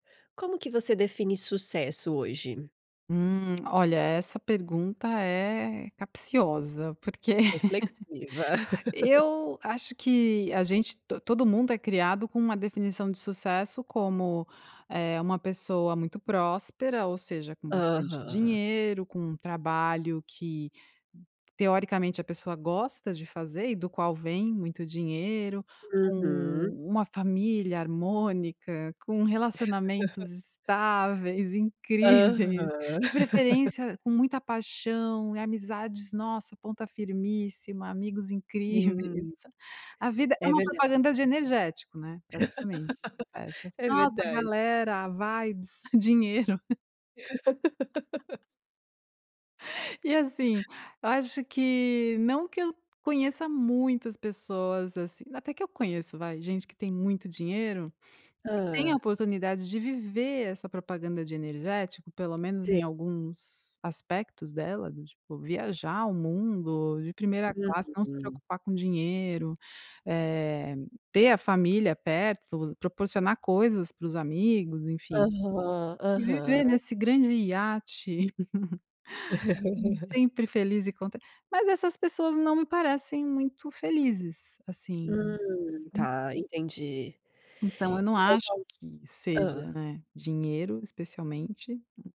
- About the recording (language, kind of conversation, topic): Portuguese, podcast, Como você define sucesso hoje?
- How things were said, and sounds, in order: laugh; laugh; laugh; chuckle; laugh; chuckle; laugh; chuckle; laugh; tapping; laugh